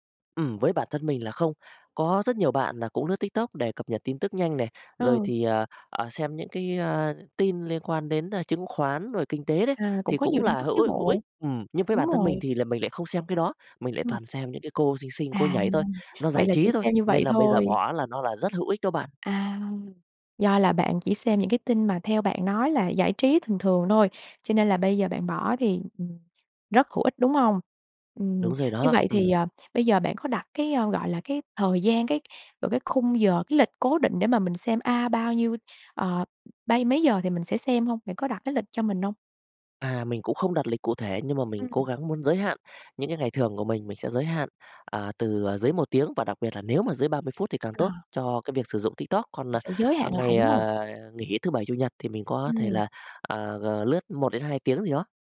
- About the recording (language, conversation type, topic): Vietnamese, podcast, Bạn đã bao giờ tạm ngừng dùng mạng xã hội một thời gian chưa, và bạn cảm thấy thế nào?
- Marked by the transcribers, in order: tapping; other noise